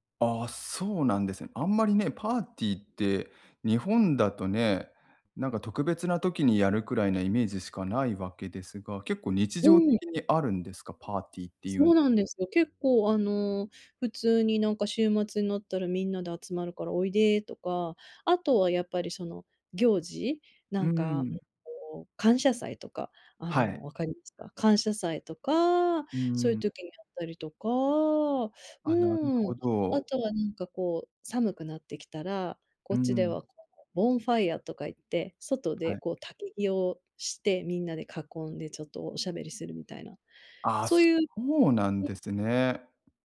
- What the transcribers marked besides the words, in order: unintelligible speech; other background noise; tapping; in English: "ボンファイアー"
- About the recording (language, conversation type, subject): Japanese, advice, パーティーで居心地が悪いとき、どうすれば楽しく過ごせますか？